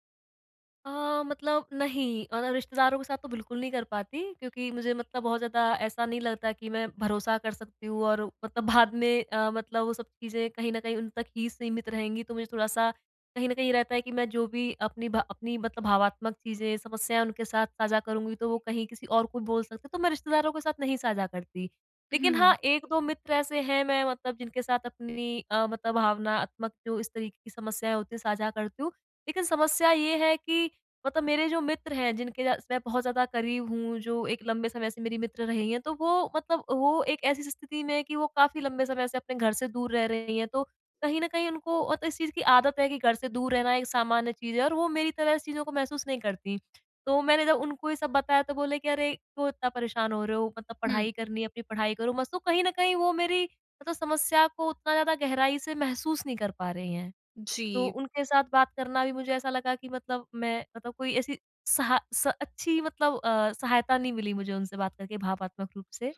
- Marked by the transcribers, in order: chuckle
- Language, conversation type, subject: Hindi, advice, नए शहर में परिवार, रिश्तेदारों और सामाजिक सहारे को कैसे बनाए रखें और मजबूत करें?
- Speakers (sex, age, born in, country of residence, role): female, 20-24, India, India, advisor; female, 25-29, India, India, user